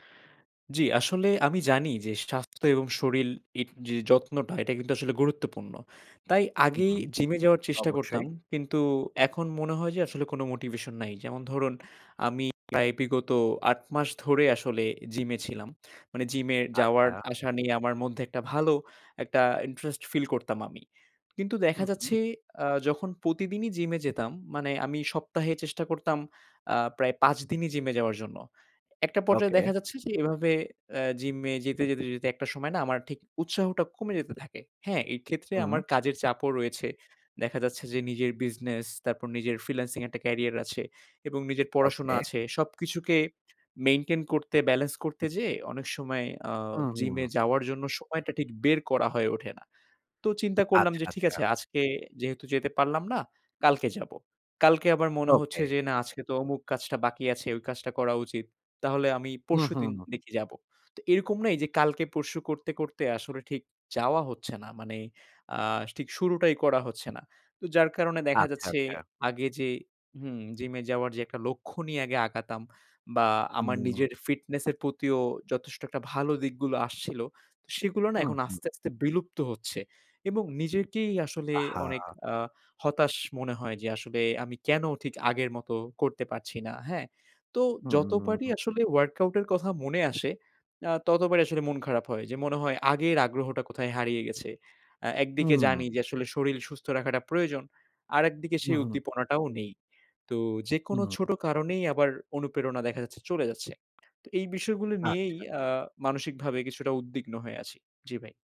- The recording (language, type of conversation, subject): Bengali, advice, জিমে যাওয়ার উৎসাহ পাচ্ছি না—আবার কীভাবে আগ্রহ ফিরে পাব?
- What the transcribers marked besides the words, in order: other background noise; tapping; horn